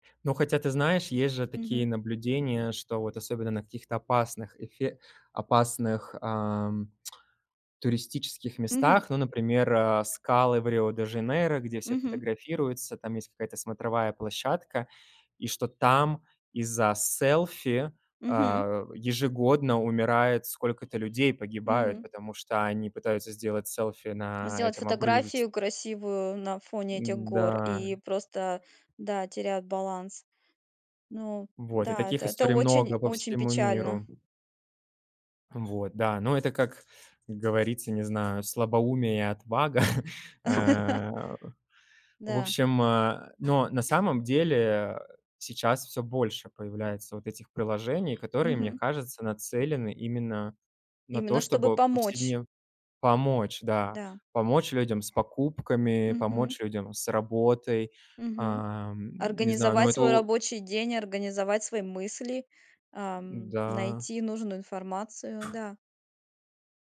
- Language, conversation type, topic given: Russian, podcast, Какие приложения больше всего изменили твою повседневную жизнь?
- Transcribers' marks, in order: tapping; other background noise; chuckle